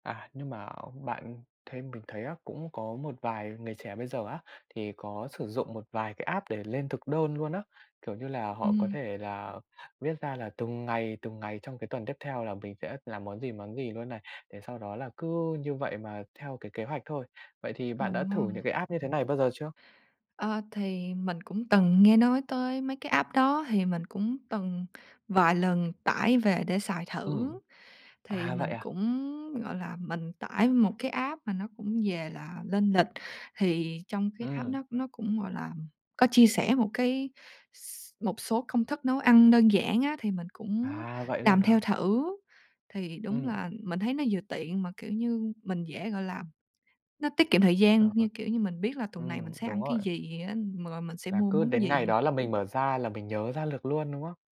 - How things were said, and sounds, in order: in English: "app"; tapping; other noise; in English: "app"; other background noise; in English: "app"; in English: "app"; in English: "app"; "rồi" said as "mừa"
- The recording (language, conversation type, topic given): Vietnamese, podcast, Làm thế nào để lên thực đơn cho một tuần bận rộn?
- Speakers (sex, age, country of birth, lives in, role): female, 20-24, Vietnam, Finland, guest; male, 20-24, Vietnam, Vietnam, host